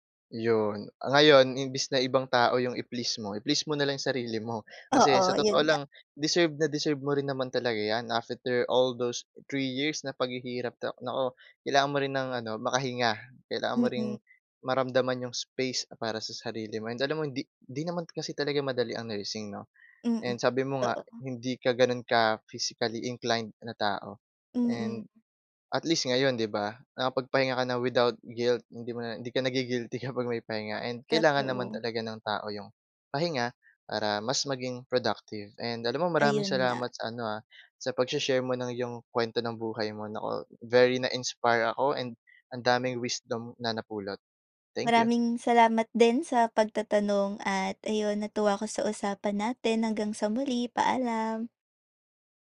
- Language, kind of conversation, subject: Filipino, podcast, Paano mo hinaharap ang pressure mula sa opinyon ng iba tungkol sa desisyon mo?
- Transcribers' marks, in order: in English: "physically inclined"; laughing while speaking: "kapag"; tapping; other background noise